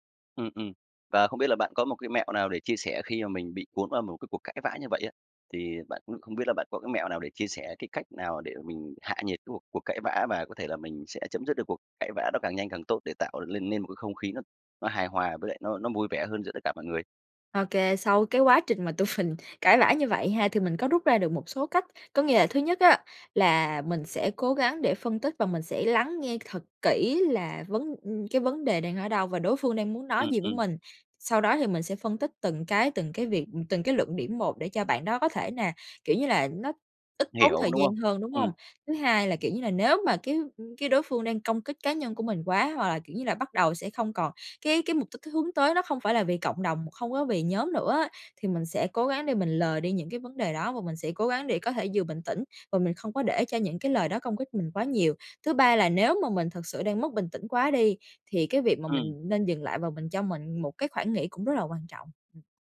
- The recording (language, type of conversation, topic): Vietnamese, podcast, Làm sao bạn giữ bình tĩnh khi cãi nhau?
- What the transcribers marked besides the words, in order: laughing while speaking: "mình"; tapping